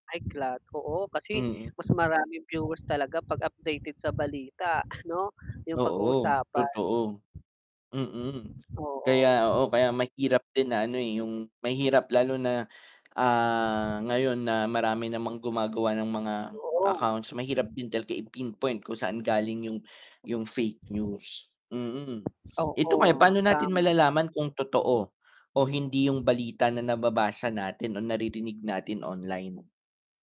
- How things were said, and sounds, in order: other background noise; distorted speech; tapping; static; snort; unintelligible speech
- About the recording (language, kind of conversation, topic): Filipino, unstructured, Ano ang palagay mo sa pagdami ng huwad na balita sa internet?